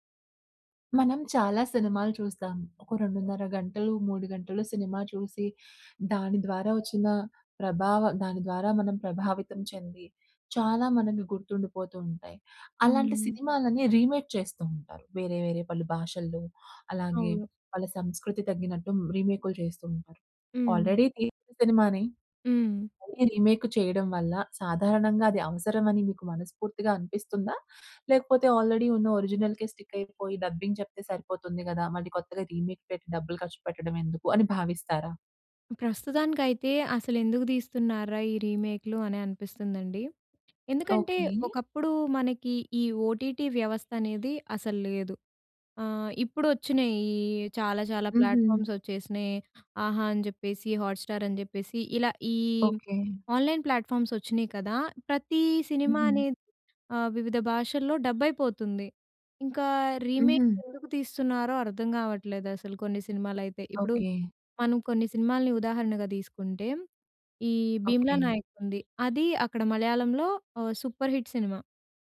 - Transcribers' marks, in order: in English: "రీమేక్"; in English: "ఆల్రెడీ"; in English: "రీమేక్"; in English: "ఆల్రెడీ"; in English: "ఒరిజినల్‌కే స్టిక్"; in English: "డబ్బింగ్"; in English: "రీమేక్"; in English: "ఓటీటీ"; in English: "ప్లాట్ఫామ్స్"; in English: "హాట్ స్టార్"; in English: "ఆన్‌లైన్ ప్లాట్‌ఫార్మ్స్"; in English: "డబ్"; in English: "రీమేక్"; in English: "సూపర్ హిట్"
- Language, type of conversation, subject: Telugu, podcast, రీమేక్‌లు సాధారణంగా అవసరమని మీరు నిజంగా భావిస్తారా?